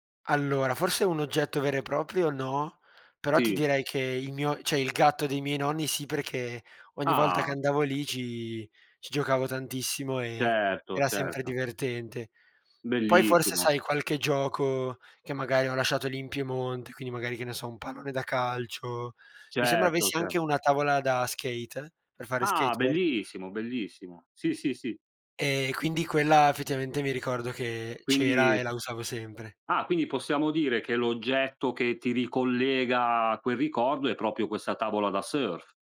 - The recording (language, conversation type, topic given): Italian, unstructured, Qual è il ricordo più felice della tua infanzia?
- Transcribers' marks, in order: none